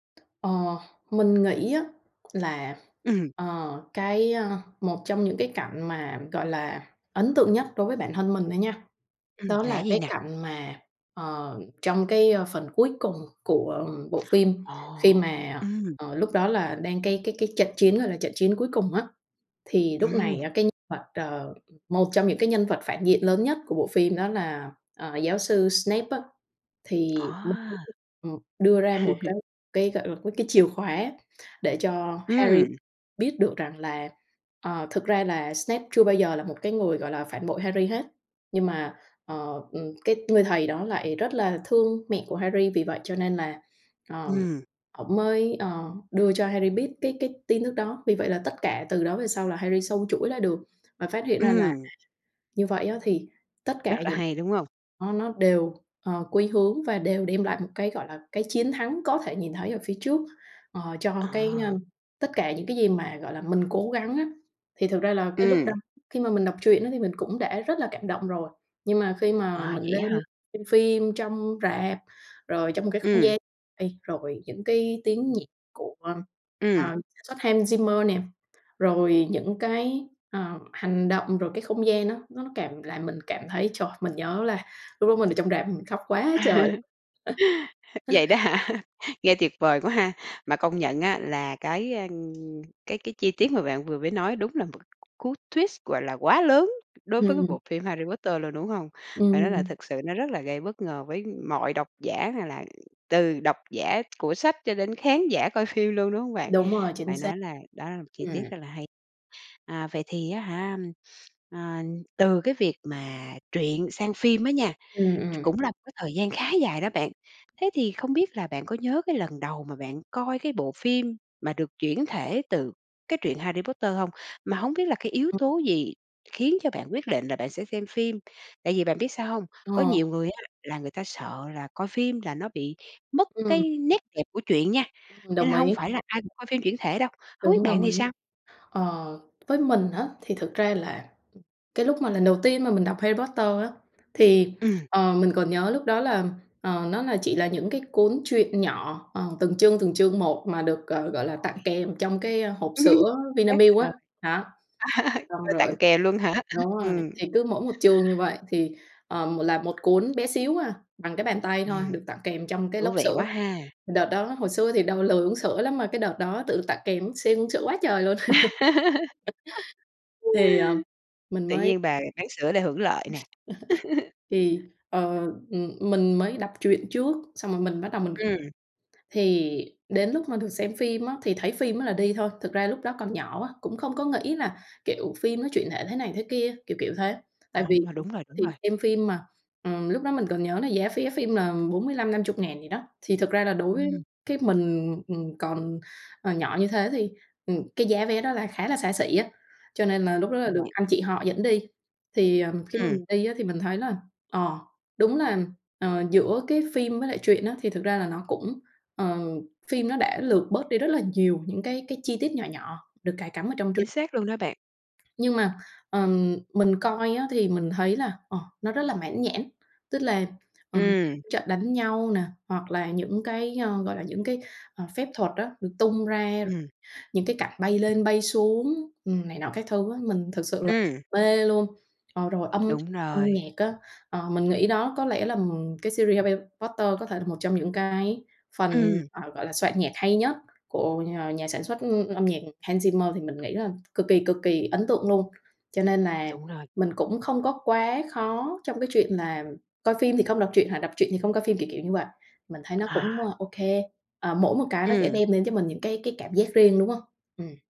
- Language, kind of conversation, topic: Vietnamese, podcast, Bạn có thể kể về một bộ phim bạn đã xem mà không thể quên được không?
- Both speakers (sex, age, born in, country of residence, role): female, 25-29, Vietnam, Germany, guest; female, 40-44, Vietnam, Vietnam, host
- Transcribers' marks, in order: tapping; laugh; laugh; laughing while speaking: "hả?"; laugh; other background noise; in English: "twist"; laughing while speaking: "Ừm"; laugh; laugh; laugh; laugh; unintelligible speech; unintelligible speech; in English: "series"